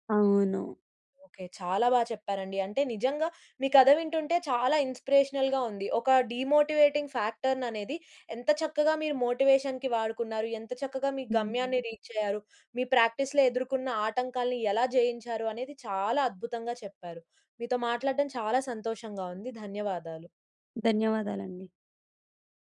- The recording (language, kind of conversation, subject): Telugu, podcast, ప్రాక్టీస్‌లో మీరు ఎదుర్కొన్న అతిపెద్ద ఆటంకం ఏమిటి, దాన్ని మీరు ఎలా దాటేశారు?
- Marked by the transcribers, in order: in English: "ఇన్స్‌పిరేషనల్‌గా"; in English: "డీమోటింగ్ ఫ్యాక్టర్"; in English: "మోటివేషన్‌కి"; in English: "రీచ్"; in English: "ప్రాక్టిస్‌లో"